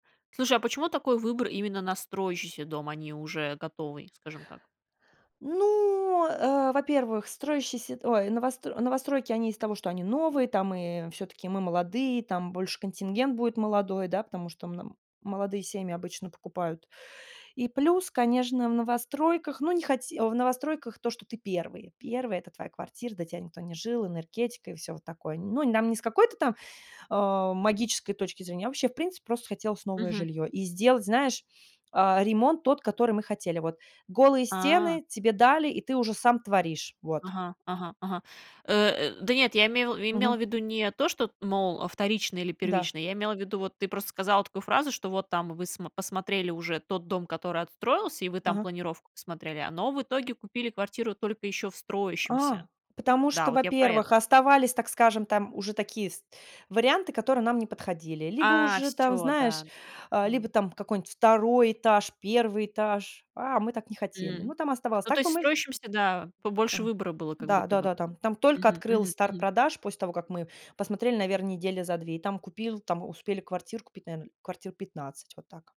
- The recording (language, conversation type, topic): Russian, podcast, Как вы решаете, что выгоднее для вас — оформить ипотеку или снимать жильё?
- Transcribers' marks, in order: none